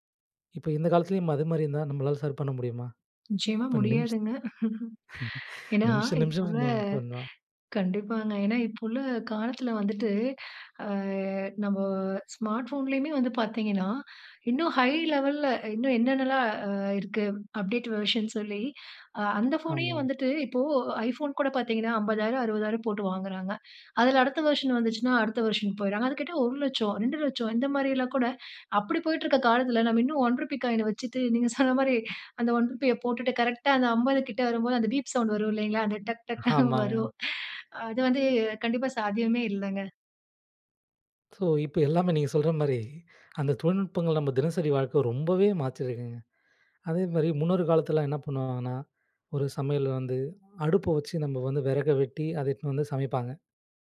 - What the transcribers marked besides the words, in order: chuckle; laughing while speaking: "நிம்ஷ நிமிஷம் நிமிஷம் ஃபோன் தான்!"; inhale; unintelligible speech; inhale; in English: "ஹை லெவல்ல"; in English: "அப்டேட் வெர்ஷன்"; in English: "வெர்ஷன்"; in English: "வெர்ஷன்"; laughing while speaking: "கரெக்ட்டா அந்த அம்பது கிட்ட வரும்போது … கண்டிப்பா சாத்தியமே இல்லங்க"; laughing while speaking: "ஆமாங்க"; inhale
- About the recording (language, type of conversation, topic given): Tamil, podcast, புதிய தொழில்நுட்பங்கள் உங்கள் தினசரி வாழ்வை எப்படி மாற்றின?